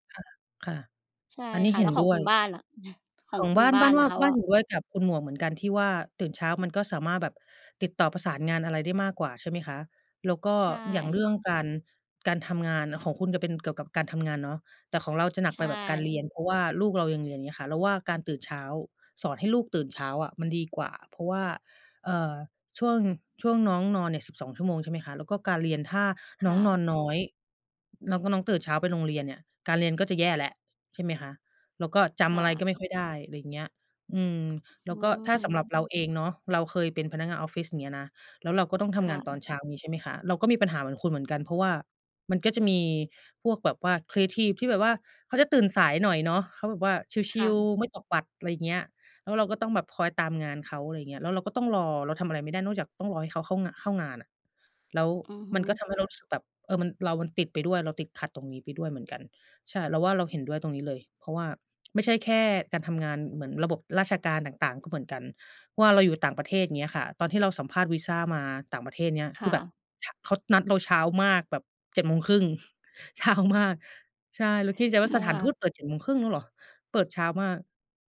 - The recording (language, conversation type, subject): Thai, unstructured, ระหว่างการนอนดึกกับการตื่นเช้า คุณคิดว่าแบบไหนเหมาะกับคุณมากกว่ากัน?
- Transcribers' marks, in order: chuckle; tsk; laughing while speaking: "เช้ามาก"